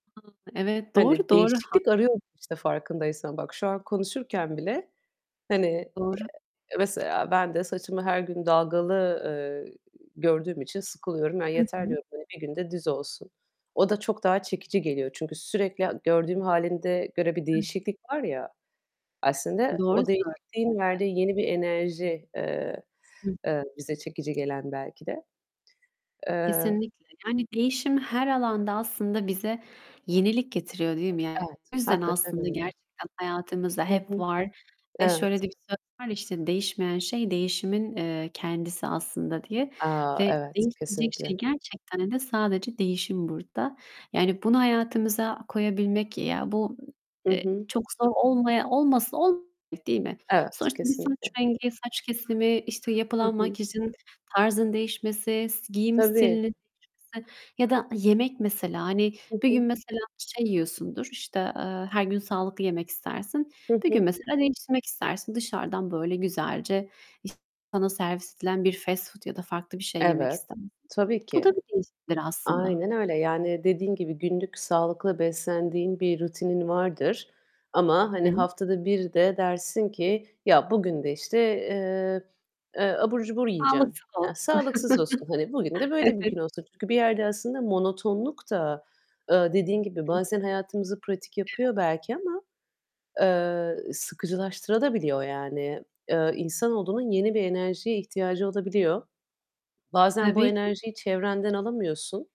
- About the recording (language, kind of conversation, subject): Turkish, unstructured, Değişim yapmak istediğinde seni neler engelliyor?
- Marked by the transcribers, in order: distorted speech; other background noise; unintelligible speech; unintelligible speech; tapping; static; chuckle